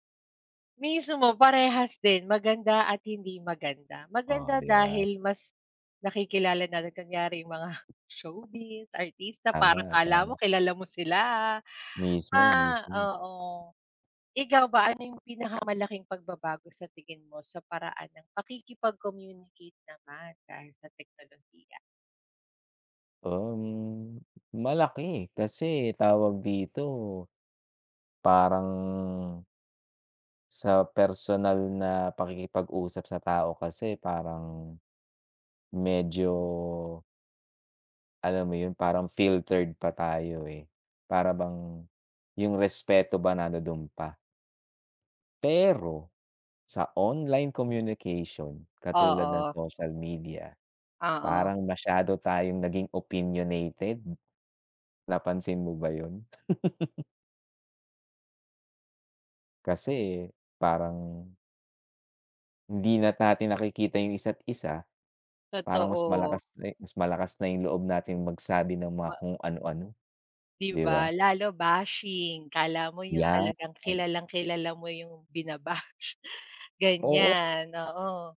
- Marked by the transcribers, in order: tapping; other background noise; chuckle
- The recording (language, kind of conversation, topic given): Filipino, unstructured, Ano ang tingin mo sa epekto ng teknolohiya sa lipunan?